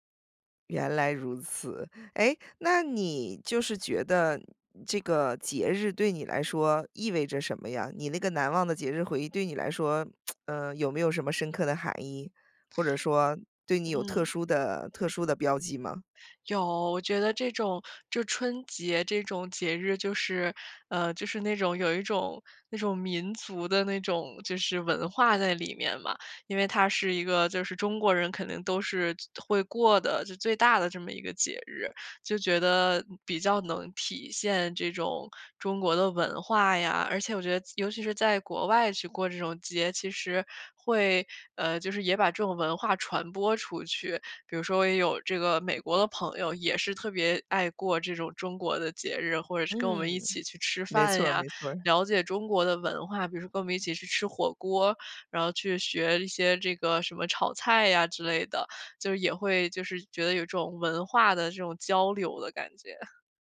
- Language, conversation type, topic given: Chinese, podcast, 能分享一次让你难以忘怀的节日回忆吗？
- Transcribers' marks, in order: tsk; other background noise